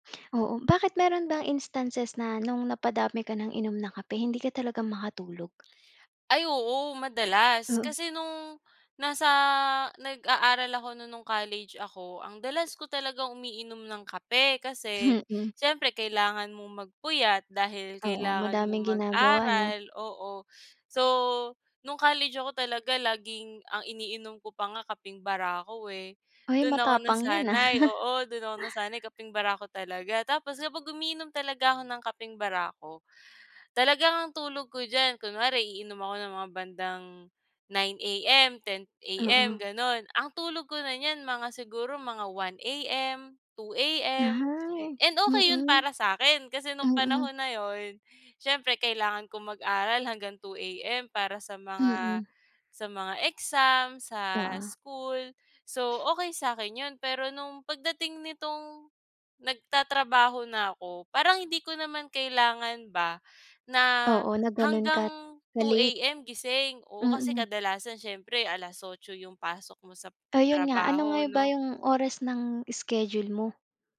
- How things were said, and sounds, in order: tapping; chuckle
- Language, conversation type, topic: Filipino, podcast, Ano ang ginagawa mo para mas maging maayos ang tulog mo?